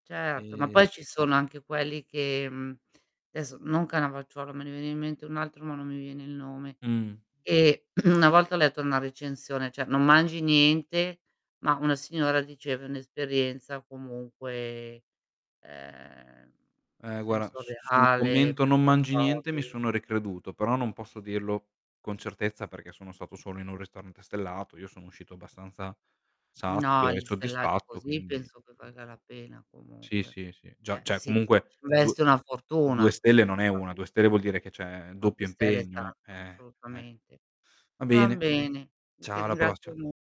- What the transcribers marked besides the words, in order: drawn out: "E"; static; "adesso" said as "desso"; throat clearing; "guarda" said as "guara"; drawn out: "ehm"; distorted speech; "cioè" said as "ceh"
- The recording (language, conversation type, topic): Italian, unstructured, Qual è stato il pasto più memorabile della tua vita?